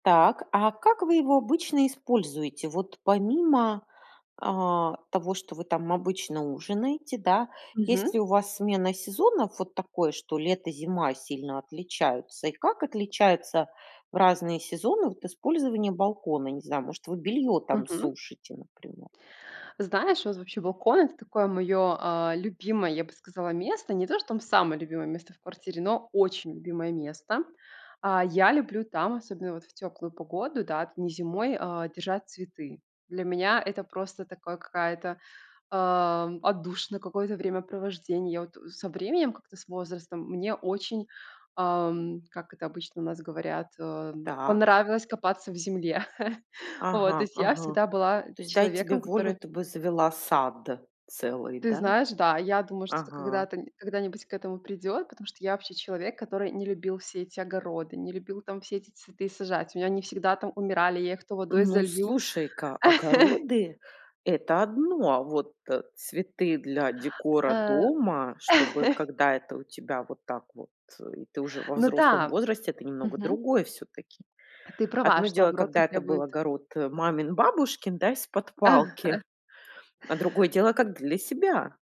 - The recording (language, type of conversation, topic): Russian, podcast, Какой балкон или лоджия есть в твоём доме и как ты их используешь?
- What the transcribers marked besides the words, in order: tapping; chuckle; laugh; chuckle; chuckle